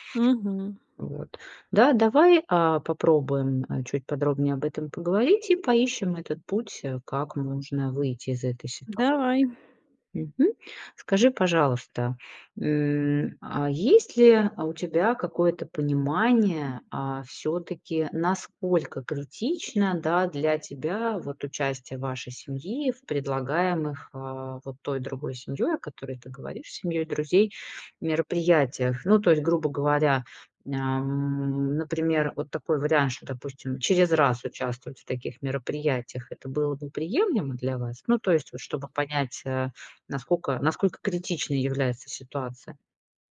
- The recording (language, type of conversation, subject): Russian, advice, Как справиться с давлением друзей, которые ожидают, что вы будете тратить деньги на совместные развлечения и подарки?
- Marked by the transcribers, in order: none